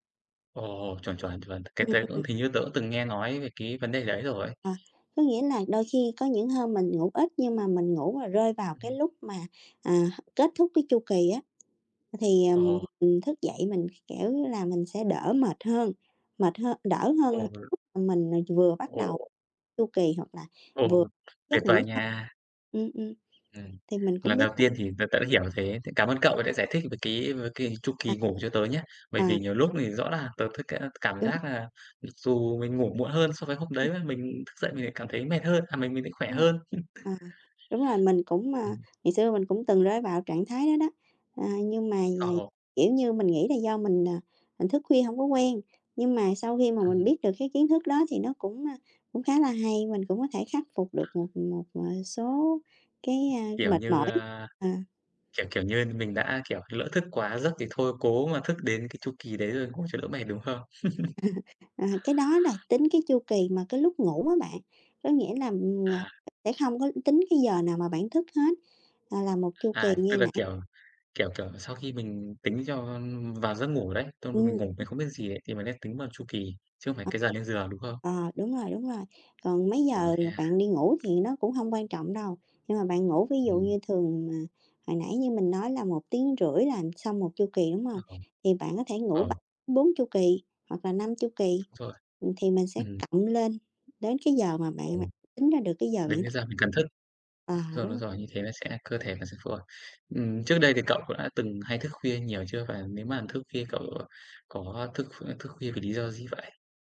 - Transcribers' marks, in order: tapping; other noise; other background noise; chuckle; chuckle; laugh
- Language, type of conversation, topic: Vietnamese, unstructured, Bạn có lo việc thức khuya sẽ ảnh hưởng đến tinh thần không?